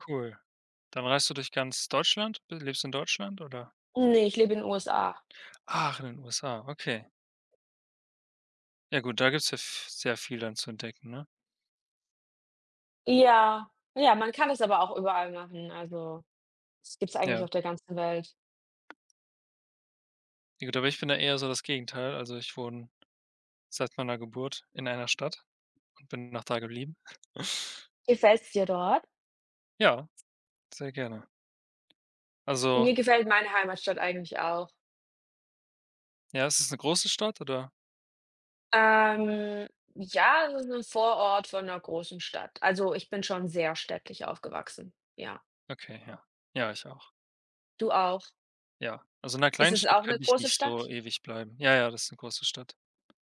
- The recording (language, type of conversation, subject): German, unstructured, Was war deine aufregendste Entdeckung auf einer Reise?
- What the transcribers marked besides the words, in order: other background noise; chuckle; stressed: "sehr"